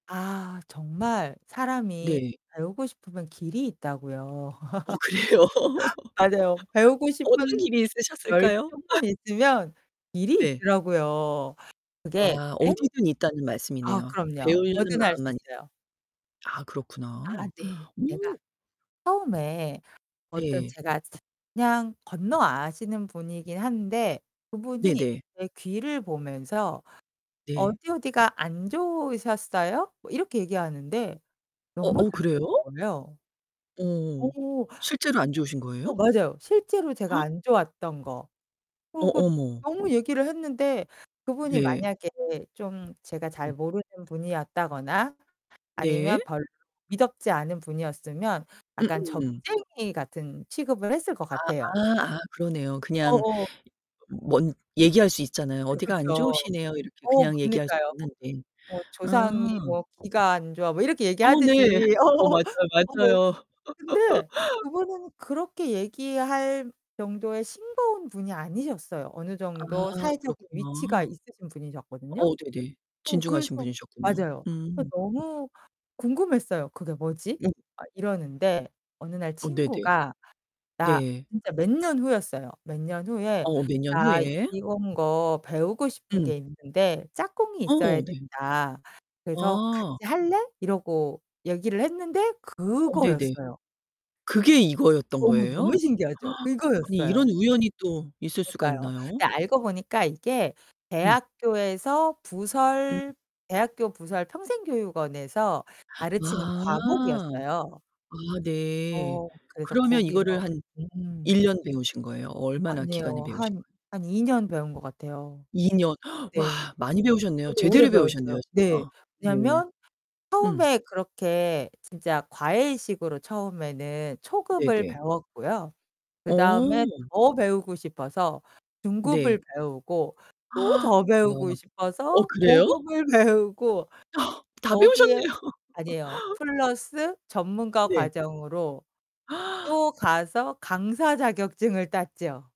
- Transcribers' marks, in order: static; other background noise; laugh; laughing while speaking: "그래요?"; laugh; distorted speech; laugh; gasp; laughing while speaking: "어"; laugh; gasp; gasp; gasp; laughing while speaking: "어 다 배우셨네요"; laughing while speaking: "배우고"; laugh; gasp
- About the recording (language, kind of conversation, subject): Korean, podcast, 배운 내용을 적용해 본 특별한 프로젝트가 있나요?